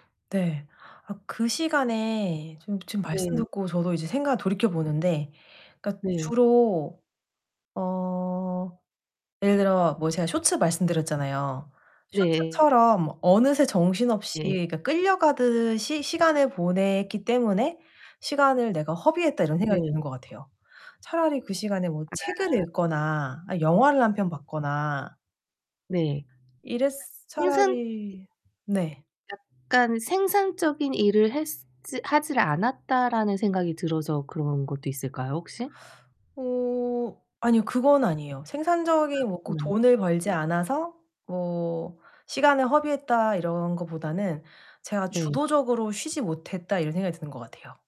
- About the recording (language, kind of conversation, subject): Korean, advice, 휴식 시간에 어떻게 하면 마음을 진정으로 회복할 수 있을까요?
- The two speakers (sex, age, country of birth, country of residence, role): female, 35-39, South Korea, Netherlands, user; female, 40-44, South Korea, United States, advisor
- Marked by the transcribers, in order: distorted speech; other background noise; mechanical hum; tapping